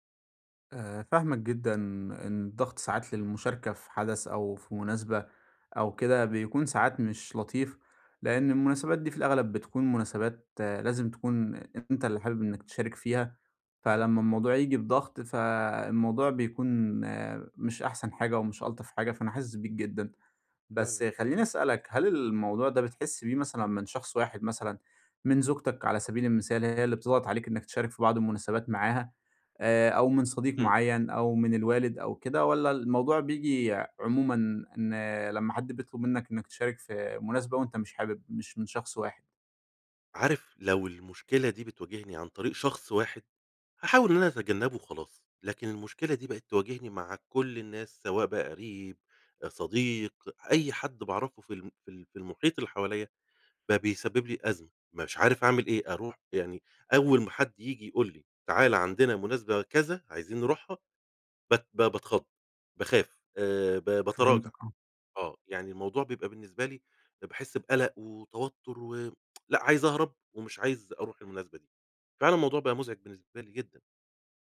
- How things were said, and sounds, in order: tsk
- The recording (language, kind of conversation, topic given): Arabic, advice, إزاي أتعامل مع الضغط عليّا عشان أشارك في المناسبات الاجتماعية؟